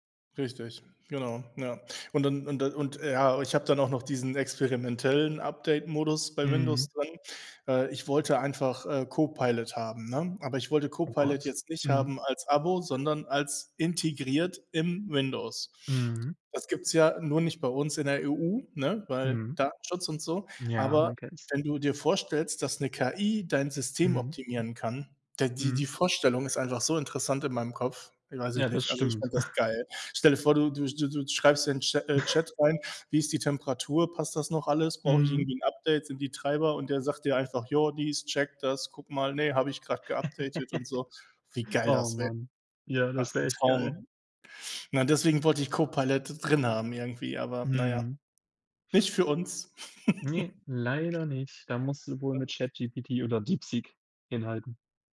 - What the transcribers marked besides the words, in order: chuckle; snort; giggle; chuckle; other background noise; unintelligible speech
- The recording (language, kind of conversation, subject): German, unstructured, Wie nutzt du Technik, um kreativ zu sein?